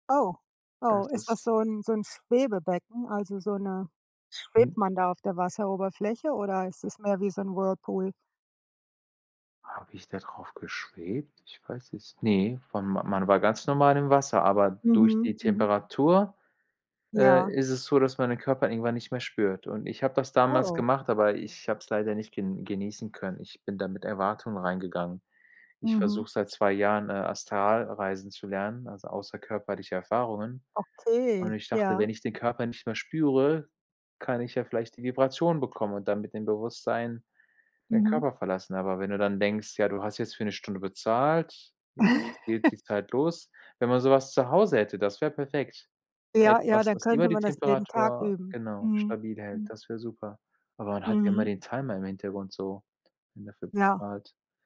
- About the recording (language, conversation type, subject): German, unstructured, Was machst du, wenn du dich gestresst fühlst?
- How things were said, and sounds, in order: snort; chuckle